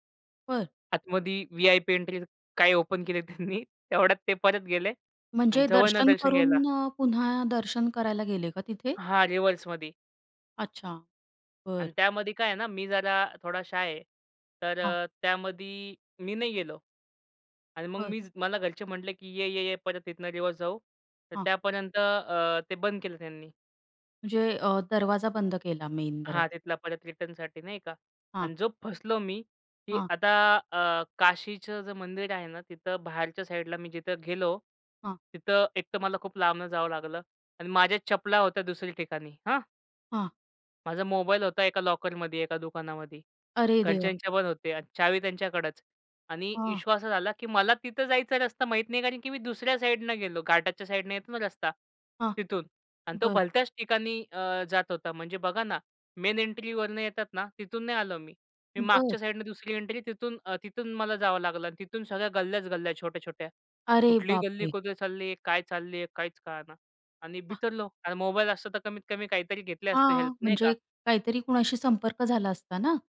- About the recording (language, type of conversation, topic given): Marathi, podcast, एकट्याने प्रवास करताना वाट चुकली तर तुम्ही काय करता?
- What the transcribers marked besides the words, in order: laughing while speaking: "काय ओपन केले त्यांनी"; in English: "ओपन"; in English: "रिवर्समध्ये"; in English: "शाय"; in English: "रिवर्स"; in English: "मेन"; in English: "मेन"; other background noise; in English: "एंट्री"; in English: "हेल्प"